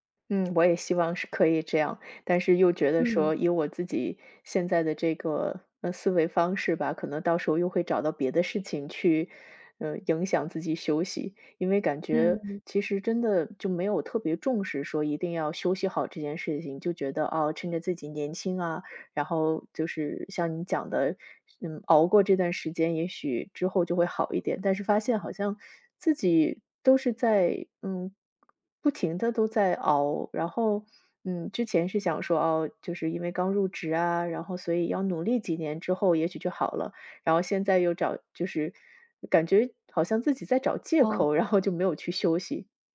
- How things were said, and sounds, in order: tapping
- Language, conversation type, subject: Chinese, advice, 我总觉得没有休息时间，明明很累却对休息感到内疚，该怎么办？